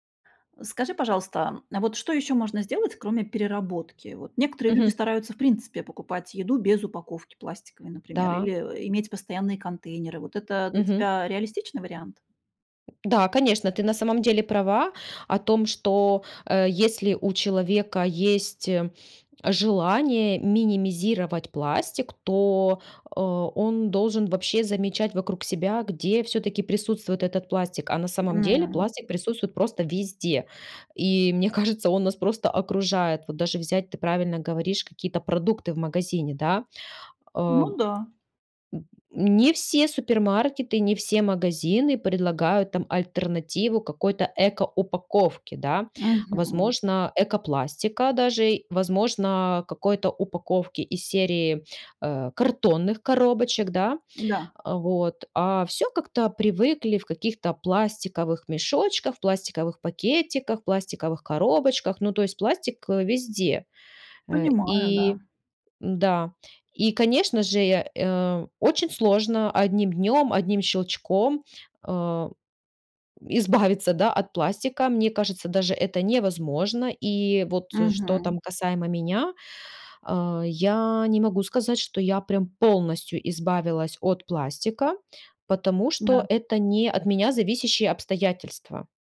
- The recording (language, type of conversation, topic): Russian, podcast, Как сократить использование пластика в повседневной жизни?
- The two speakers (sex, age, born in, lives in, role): female, 35-39, Ukraine, Spain, guest; female, 40-44, Russia, Hungary, host
- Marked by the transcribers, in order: other background noise